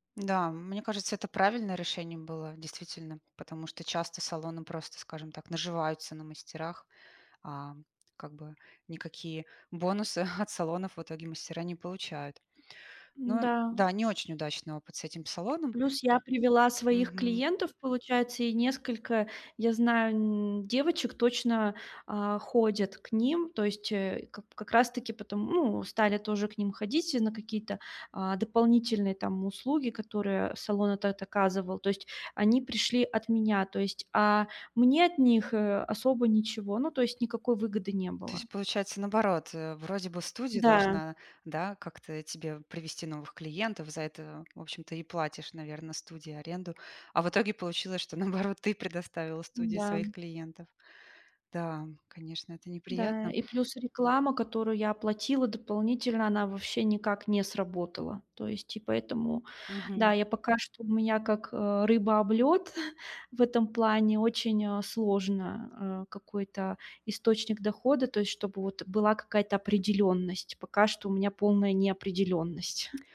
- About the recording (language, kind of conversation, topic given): Russian, advice, Как мне справиться с финансовой неопределённостью в быстро меняющемся мире?
- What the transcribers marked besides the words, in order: chuckle; chuckle